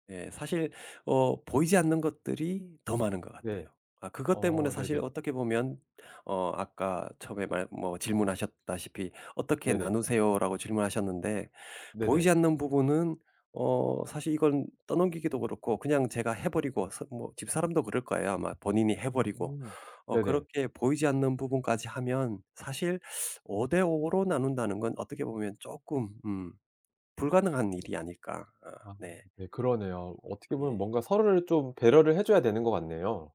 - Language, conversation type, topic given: Korean, podcast, 집안일 분담은 보통 어떻게 정하시나요?
- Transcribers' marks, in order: tapping